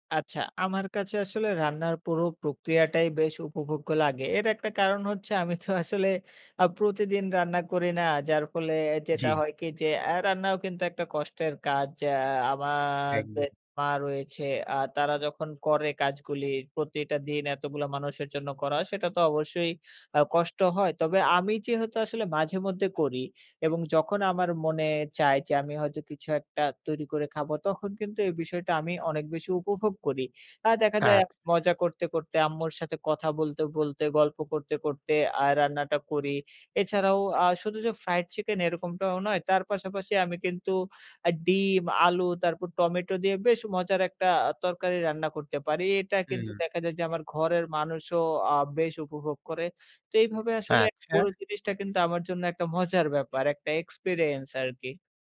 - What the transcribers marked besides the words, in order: scoff; scoff; in English: "experience"
- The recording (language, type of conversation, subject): Bengali, podcast, বাড়ির রান্নার মধ্যে কোন খাবারটি আপনাকে সবচেয়ে বেশি সুখ দেয়?